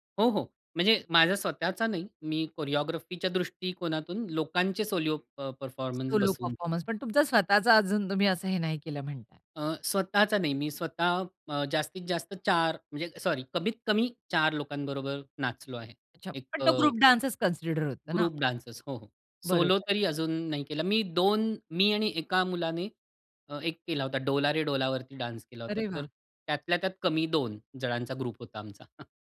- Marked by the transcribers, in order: in English: "कोरिओग्राफीच्या"; in English: "परफॉर्मन्स"; in English: "सोलो परफॉर्मन्स"; in English: "ग्रुप डान्सच कन्सिडर"; in English: "ग्रुप डांसेस"; in Hindi: "डोला रे डोला"; in English: "डान्स"; in English: "ग्रुप"
- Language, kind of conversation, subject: Marathi, podcast, सोशल मीडियामुळे यशाबद्दल तुमची कल्पना बदलली का?